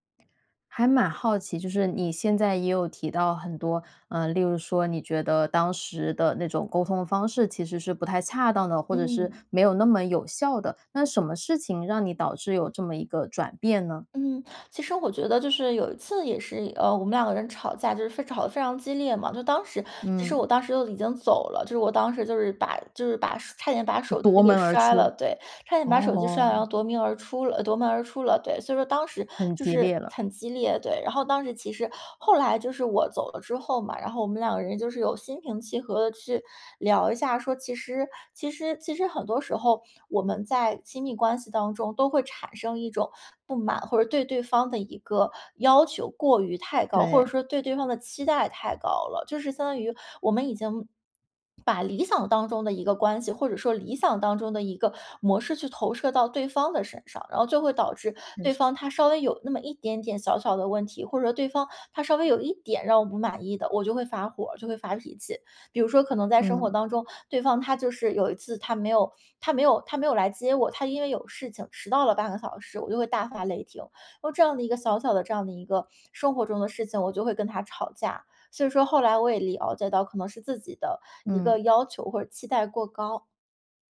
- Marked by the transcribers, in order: other noise; "门" said as "鸣"; other background noise; swallow
- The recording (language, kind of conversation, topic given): Chinese, podcast, 在亲密关系里你怎么表达不满？